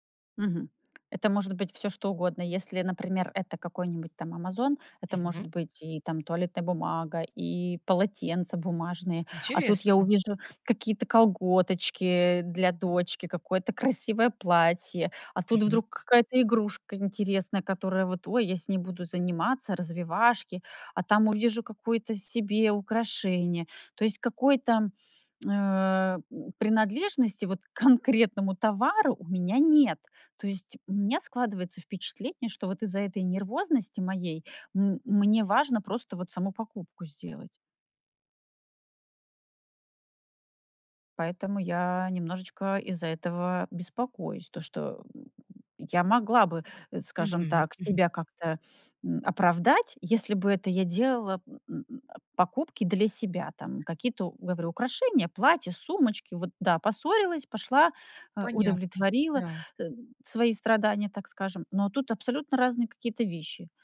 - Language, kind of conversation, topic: Russian, advice, Какие импульсивные покупки вы делаете и о каких из них потом жалеете?
- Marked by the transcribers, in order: tapping; other background noise; tsk